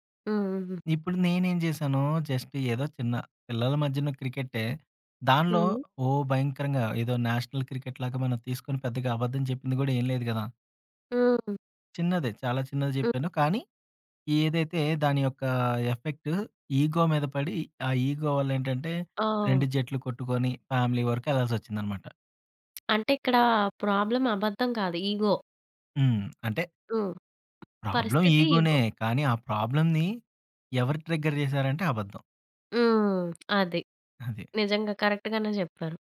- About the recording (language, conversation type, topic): Telugu, podcast, చిన్న అబద్ధాల గురించి నీ అభిప్రాయం ఏంటి?
- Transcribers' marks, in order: in English: "జస్ట్"; in English: "నేషనల్"; in English: "ఎఫెక్ట్ ఇగో"; in English: "ఇగో"; in English: "ఫ్యామిలీ"; tapping; in English: "ప్రాబ్లమ్"; in English: "ఇగో"; other background noise; in English: "ప్రాబ్లమ్ ఇగోనే"; in English: "ఇగో"; in English: "ప్రాబ్లమ్‌ని"; in English: "ట్రిగ్గర్"